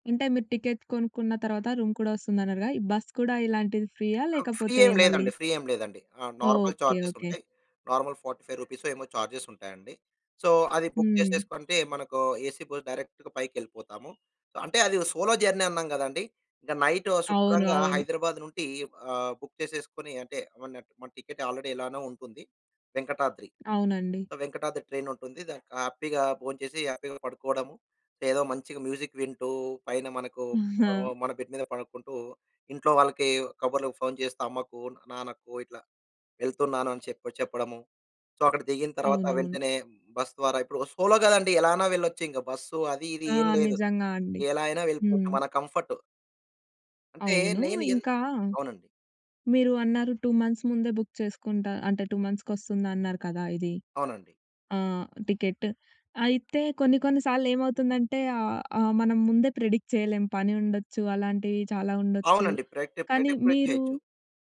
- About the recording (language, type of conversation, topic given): Telugu, podcast, ఒంటరిగా చేసే ప్రయాణానికి మీరు ఎలా ప్రణాళిక చేసుకుంటారు?
- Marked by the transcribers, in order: in English: "టికెట్"; in English: "రూమ్"; tapping; in English: "ఫ్రీయా?"; in English: "ఫ్రీ"; in English: "ఫ్రీ"; in English: "నార్మల్ చార్జెస్"; in English: "నార్మల్ ఫార్టీ ఫైవ్ రూపీసో"; in English: "చార్జెస్"; in English: "సో"; in English: "బుక్"; in English: "ఏసీ బస్ డైరెక్ట్‌గా"; in English: "సోలో జర్నీ"; in English: "బుక్"; in English: "టికెట్ ఆల్రెడీ"; in English: "హ్యాపీ‌గా"; in English: "హ్యాపీ‌గా"; in English: "మ్యూజిక్"; chuckle; in English: "బెడ్"; in English: "సో"; in English: "సోలో"; in English: "టూ మంత్స్"; in English: "బుక్"; in English: "టికెట్"; in English: "ప్రెడిక్ట్"; in English: "ప్రెడిక్ట్"